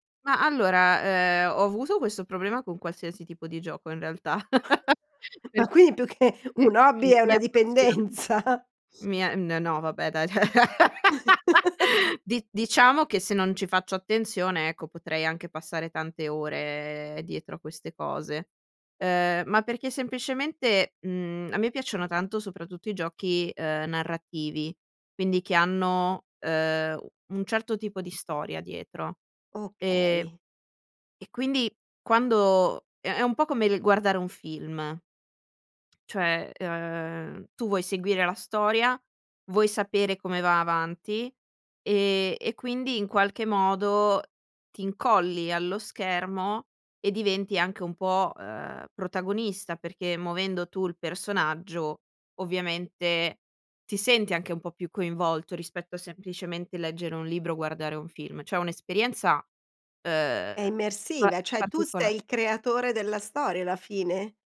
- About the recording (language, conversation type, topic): Italian, podcast, Raccontami di un hobby che ti fa perdere la nozione del tempo?
- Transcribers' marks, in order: chuckle; "quindi" said as "quini"; laughing while speaking: "più che"; chuckle; laughing while speaking: "dipendenza?"; sniff; laugh; chuckle; tsk